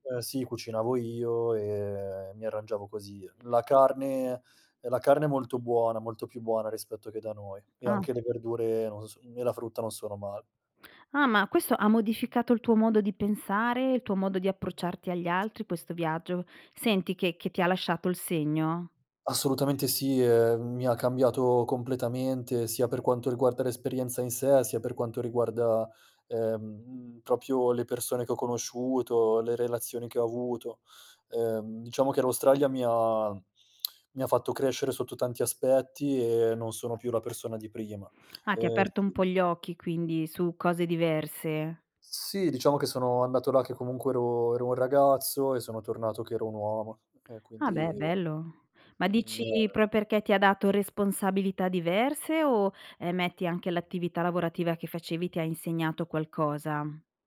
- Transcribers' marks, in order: other background noise; "proprio" said as "propio"; tongue click; unintelligible speech
- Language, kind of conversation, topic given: Italian, podcast, Come è cambiata la tua identità vivendo in posti diversi?